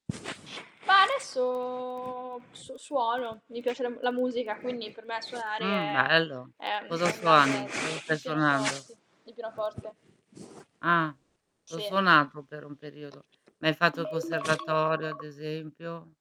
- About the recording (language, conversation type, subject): Italian, unstructured, Hai mai provato un passatempo che ti ha deluso? Quale?
- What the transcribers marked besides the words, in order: other background noise; distorted speech; drawn out: "adesso"; "pianoforte" said as "pienoforti"; "pianoforte" said as "pinoforte"; alarm